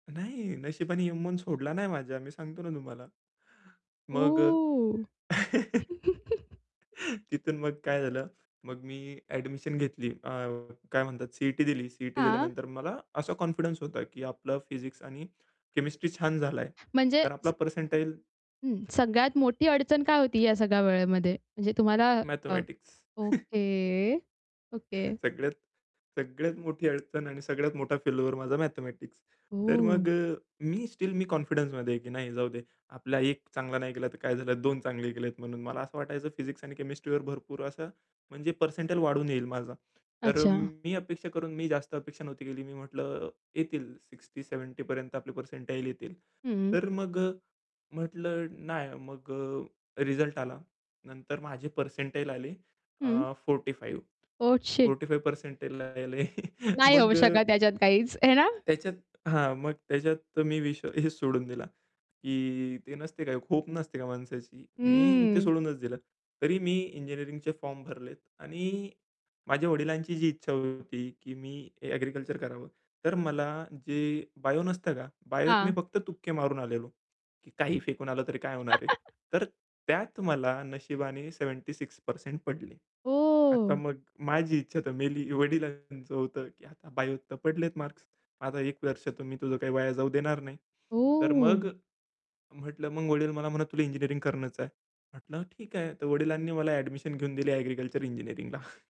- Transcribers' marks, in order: static; drawn out: "ओ!"; chuckle; distorted speech; chuckle; in English: "कॉन्फिडन्स"; other background noise; chuckle; tapping; in English: "स्टिल"; in English: "कॉन्फिडन्समध्ये"; in English: "सिक्स्टी सेव्हेंटी"; in English: "शिट!"; in English: "फोर्टी फाइव्ह. फोर्टी फाइव्ह पर्सेंटाइल"; chuckle; other noise; laugh; in English: "सेव्हेंटी सिक्स पर्सेंट"; laughing while speaking: "इंजिनिअरिंगला"
- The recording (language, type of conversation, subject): Marathi, podcast, अपयशानंतर पुढचं पाऊल ठरवताना काय महत्त्वाचं असतं?